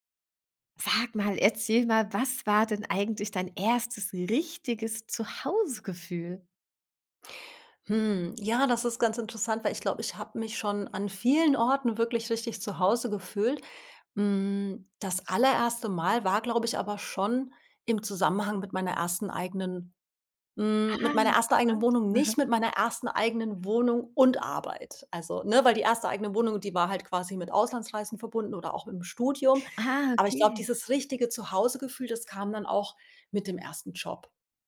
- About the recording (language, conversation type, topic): German, podcast, Wann hast du dich zum ersten Mal wirklich zu Hause gefühlt?
- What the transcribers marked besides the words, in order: none